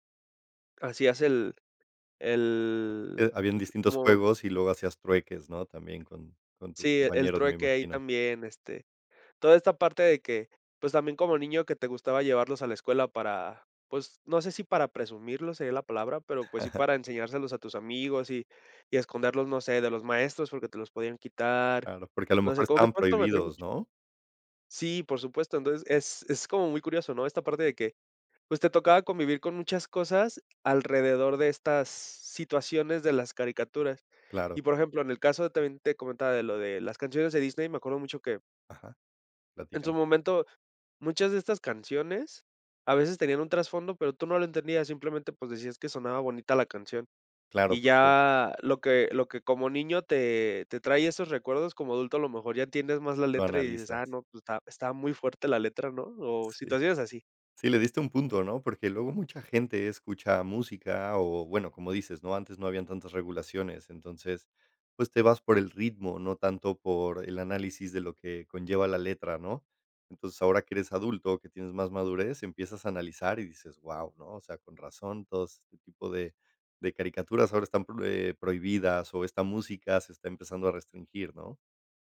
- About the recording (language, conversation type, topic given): Spanish, podcast, ¿Qué música te marcó cuando eras niño?
- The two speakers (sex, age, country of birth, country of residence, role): male, 30-34, Mexico, Mexico, guest; male, 35-39, Mexico, Poland, host
- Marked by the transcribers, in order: laugh